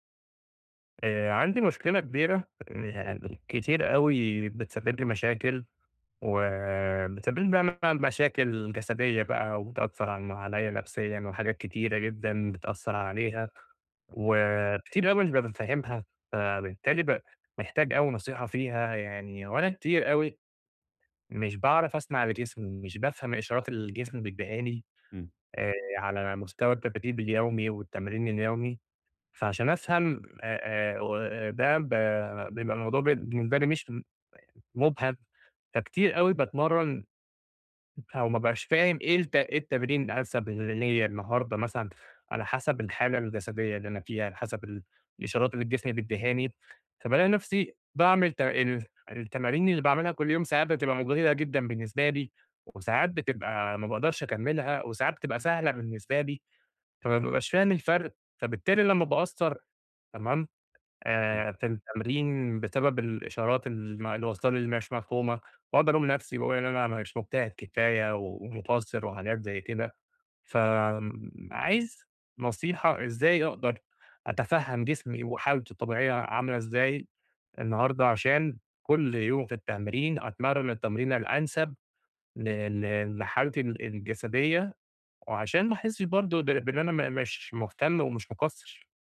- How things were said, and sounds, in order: other noise; unintelligible speech; tapping
- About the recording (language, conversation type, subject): Arabic, advice, ازاي أتعلم أسمع إشارات جسمي وأظبط مستوى نشاطي اليومي؟